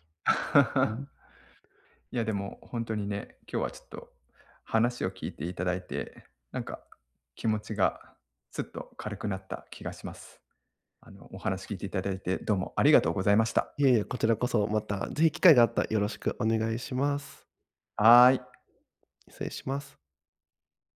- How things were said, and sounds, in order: laugh
- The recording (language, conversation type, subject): Japanese, advice, プレゼンや面接など人前で極度に緊張してしまうのはどうすれば改善できますか？